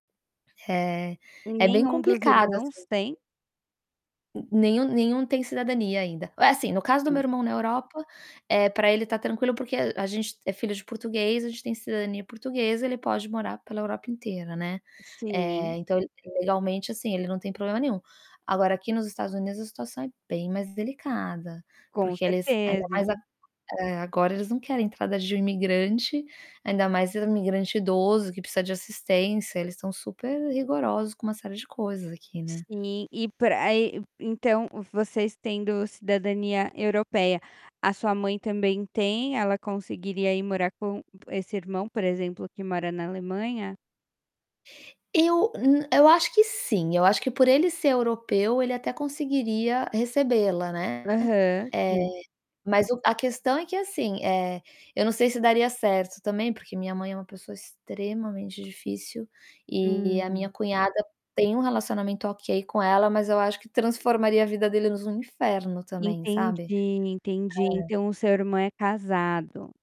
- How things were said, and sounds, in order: distorted speech; static
- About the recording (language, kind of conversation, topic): Portuguese, advice, Como é não conseguir dormir por causa de pensamentos repetitivos?